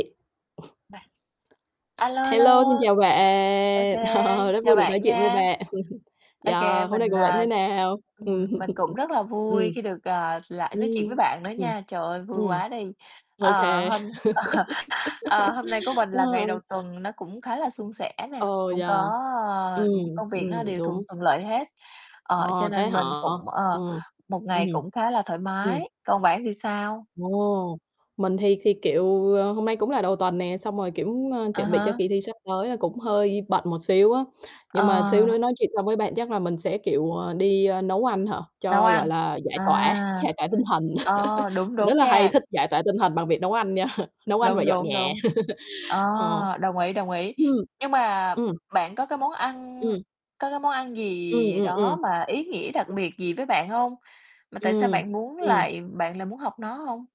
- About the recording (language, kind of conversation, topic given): Vietnamese, unstructured, Bạn đã từng học nấu món ăn nào mà bạn rất tự hào chưa?
- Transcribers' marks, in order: tapping; other background noise; unintelligible speech; laughing while speaking: "Ờ"; chuckle; chuckle; laughing while speaking: "Ừm"; chuckle; distorted speech; laugh; laugh; laughing while speaking: "nha"; laugh